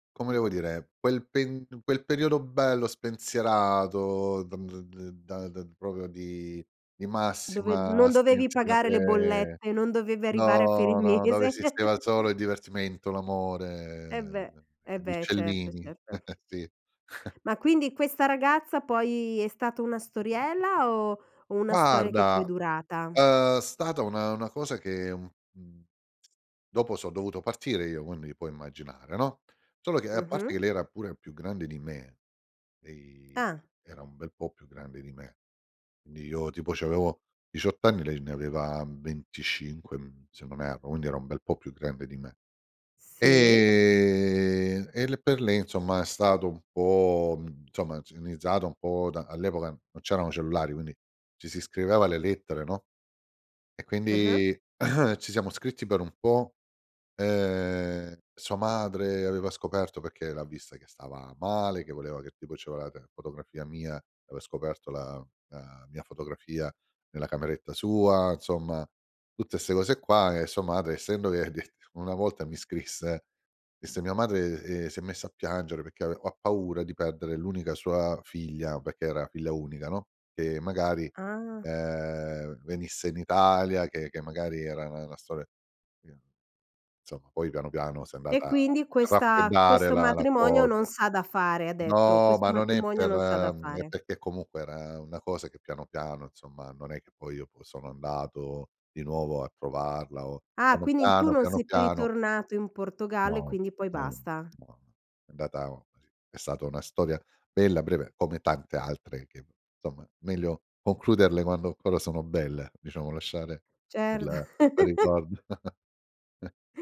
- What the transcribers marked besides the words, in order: "proprio" said as "propo"; laughing while speaking: "mese"; chuckle; drawn out: "l'amore"; chuckle; drawn out: "Ehm"; "lì" said as "lìn"; other background noise; unintelligible speech; throat clearing; drawn out: "Ehm"; "insomma" said as "nsomma"; "Insomma" said as "som"; "insomma" said as "nsomma"; laughing while speaking: "Certo"; laugh; chuckle
- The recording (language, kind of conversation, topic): Italian, podcast, Hai una canzone che ti ricorda un amore passato?